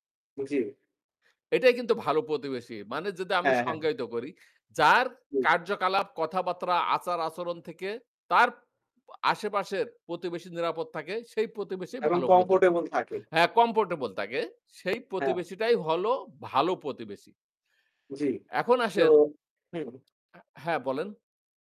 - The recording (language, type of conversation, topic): Bengali, unstructured, আপনার মতে, ভালো প্রতিবেশী হওয়ার মানে কী?
- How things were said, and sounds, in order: other background noise; static; tapping